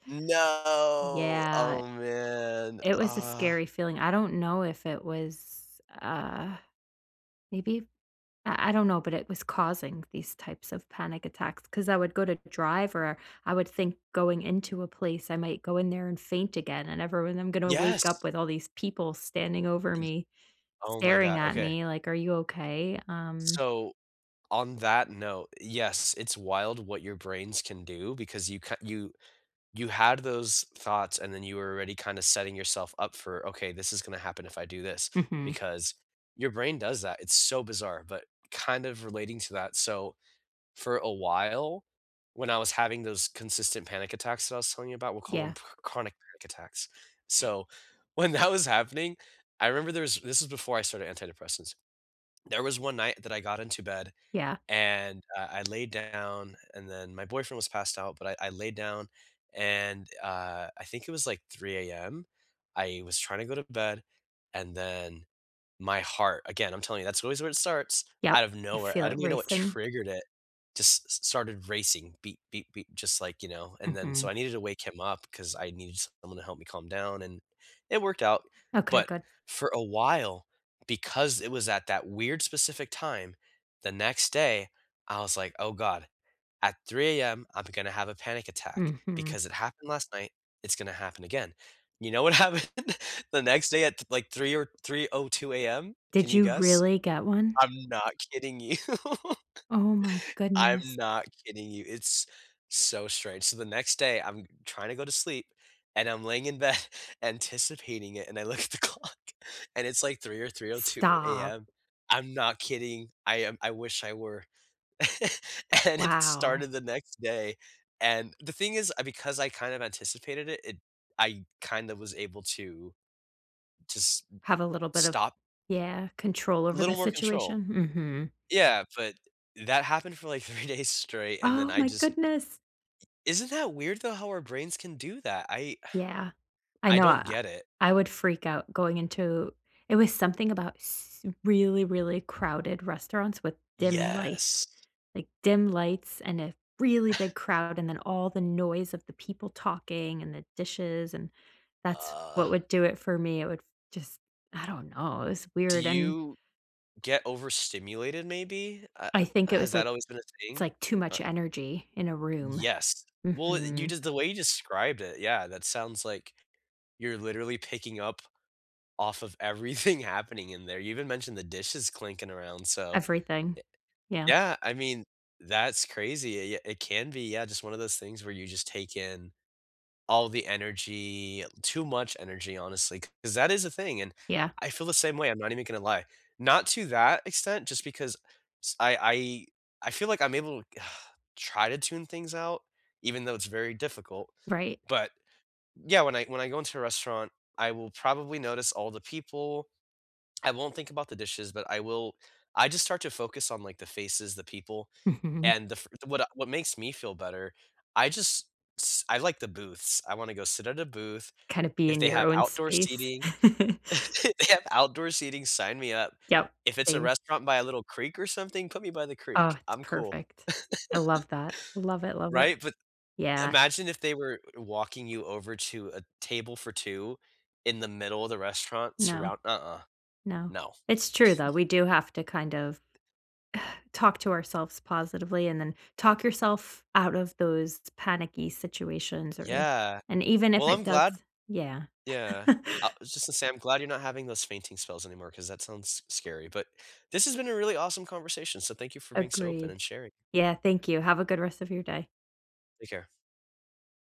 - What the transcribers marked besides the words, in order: drawn out: "No!"; laughing while speaking: "when that was happening"; tapping; laughing while speaking: "You know what happened"; laughing while speaking: "you"; laugh; laughing while speaking: "bed"; laughing while speaking: "And I look at the clock"; laugh; laughing while speaking: "And it started the next day"; laughing while speaking: "three days"; sigh; stressed: "really"; chuckle; laughing while speaking: "everything"; sigh; laugh; laugh; laugh; sigh; laugh
- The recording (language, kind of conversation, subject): English, unstructured, How can I act on something I recently learned about myself?
- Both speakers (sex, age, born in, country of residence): female, 35-39, United States, United States; male, 35-39, United States, United States